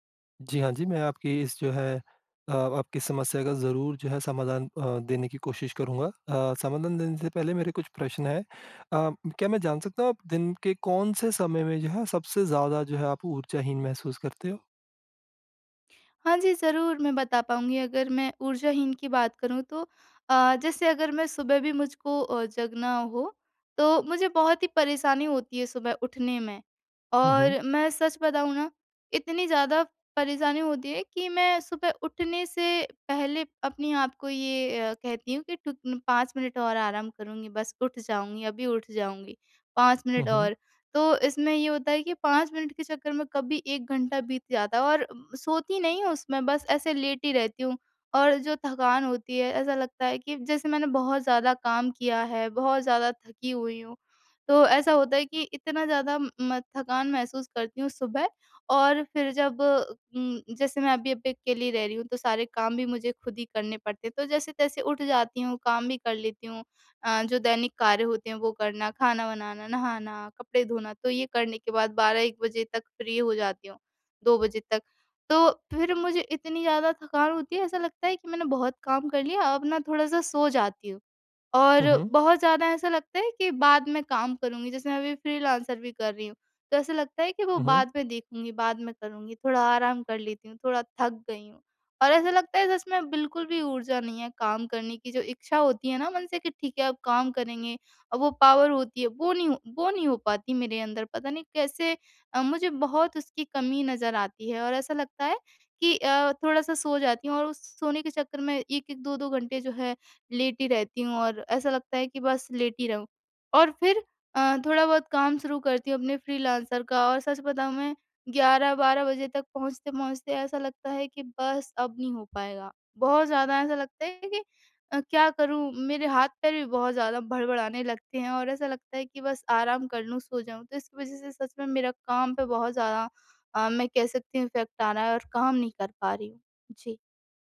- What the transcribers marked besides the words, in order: in English: "फ्री"; in English: "पावर"; in English: "इफेक्ट"
- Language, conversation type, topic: Hindi, advice, क्या दिन में थकान कम करने के लिए थोड़ी देर की झपकी लेना मददगार होगा?